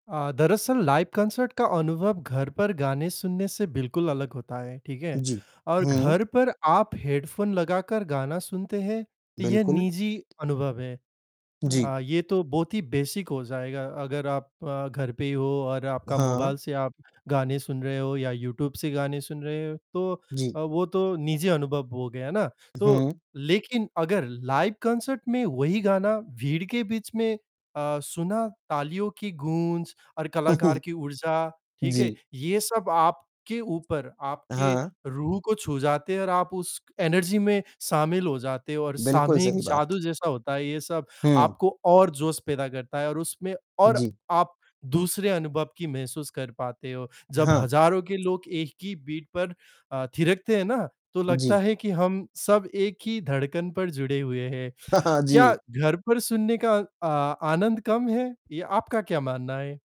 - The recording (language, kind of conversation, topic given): Hindi, unstructured, क्या आपको जीवंत संगीत कार्यक्रम में जाना पसंद है, और क्यों?
- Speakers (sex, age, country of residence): male, 25-29, Finland; male, 55-59, India
- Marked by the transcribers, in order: in English: "लाइव कॉन्सर्ट"; distorted speech; in English: "बेसिक"; in English: "लाइव कॉन्सर्ट"; chuckle; tapping; in English: "एनर्जी"; mechanical hum; in English: "बीट"; laughing while speaking: "हाँ, हाँ"